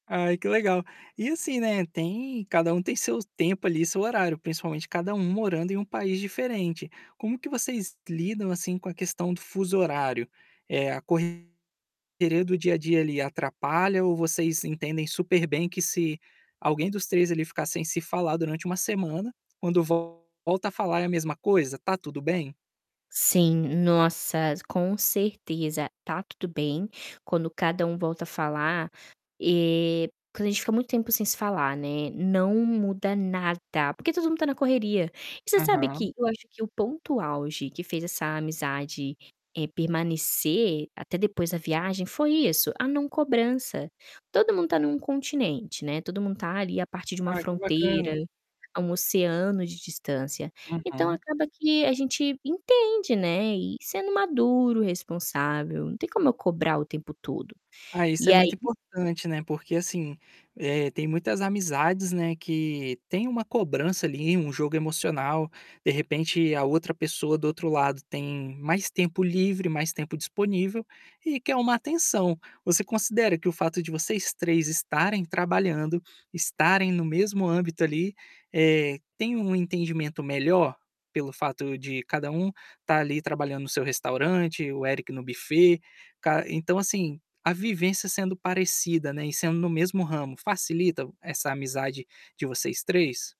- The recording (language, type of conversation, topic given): Portuguese, podcast, Você já fez alguma amizade em uma viagem que dura até hoje?
- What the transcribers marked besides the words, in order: static; distorted speech; other background noise